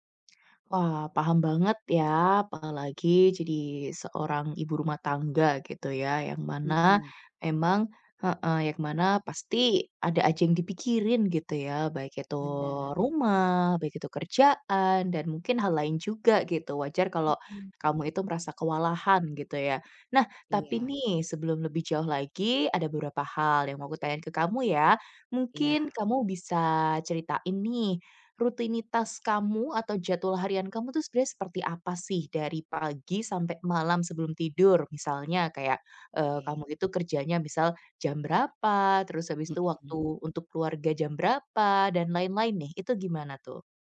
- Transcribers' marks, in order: other background noise
- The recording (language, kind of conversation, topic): Indonesian, advice, Bagaimana cara menenangkan diri saat tiba-tiba merasa sangat kewalahan dan cemas?